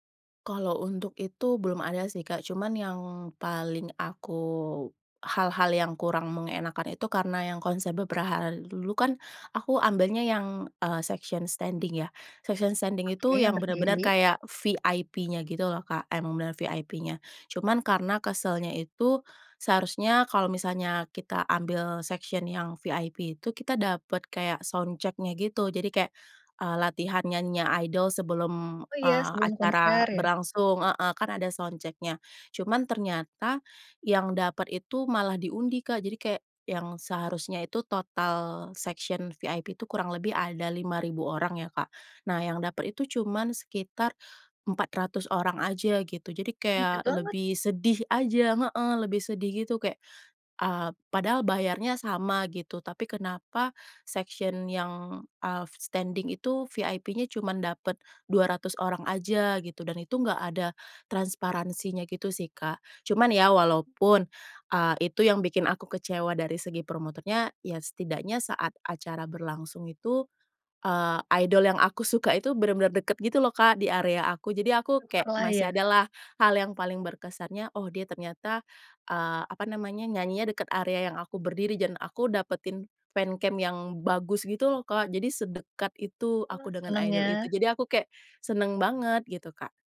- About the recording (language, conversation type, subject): Indonesian, podcast, Apa pengalaman menonton konser paling berkesan yang pernah kamu alami?
- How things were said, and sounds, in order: in English: "section standing"; in English: "Section standing"; in English: "section"; in English: "sound check-nya"; in English: "sound check-nya"; in English: "section VIP"; in English: "section"; in English: "standing"; other background noise; in English: "idol"; in English: "fancam"; in English: "idol"